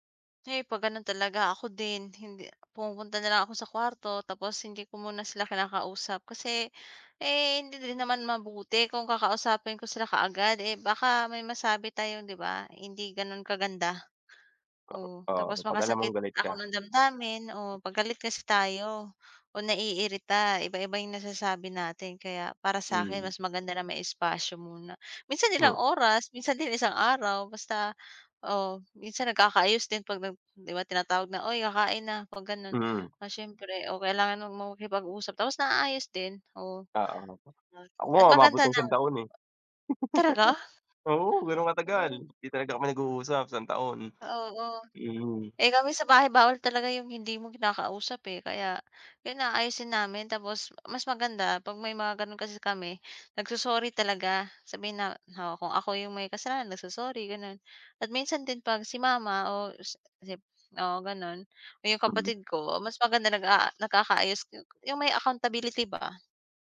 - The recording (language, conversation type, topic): Filipino, unstructured, Paano ninyo nilulutas ang mga hidwaan sa loob ng pamilya?
- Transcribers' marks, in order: tapping; other noise; laugh; "Talaga" said as "Taraga"; other background noise